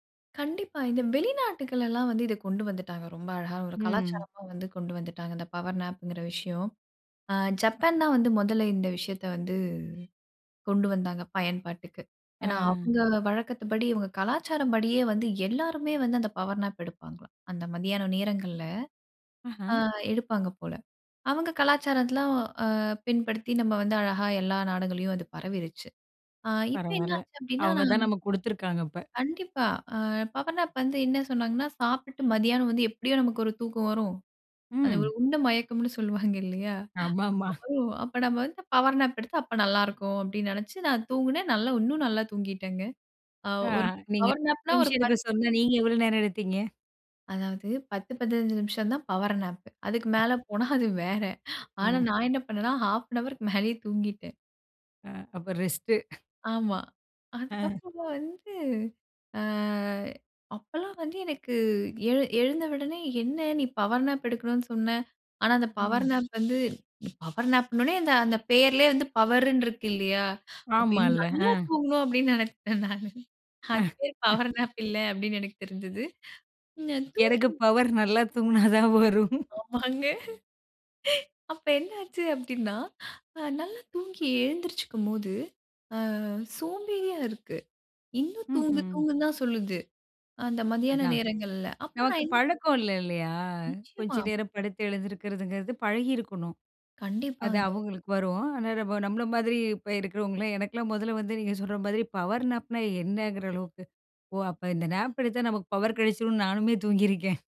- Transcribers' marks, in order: in English: "பவர் நாப்"; in English: "பவர் நாப்"; in English: "பவர் நாப்"; laughing while speaking: "அது ஒரு உண்ட மயக்கம்னு சொல்வாங்க … இன்னும் நல்லா தூங்கிட்டேங்க"; laughing while speaking: "ஆமாமா"; chuckle; in English: "பவர் நாப்"; in English: "பவர் நாப்"; other noise; in English: "பவர் நாப்"; other background noise; laugh; in English: "பவர் நாப்"; laughing while speaking: "பவர் நல்லா தூங்கினா தான் வரும்"; laugh
- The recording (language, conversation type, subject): Tamil, podcast, சிறிய ஓய்வுத் தூக்கம் (பவர் நாப்) எடுக்க நீங்கள் எந்த முறையைப் பின்பற்றுகிறீர்கள்?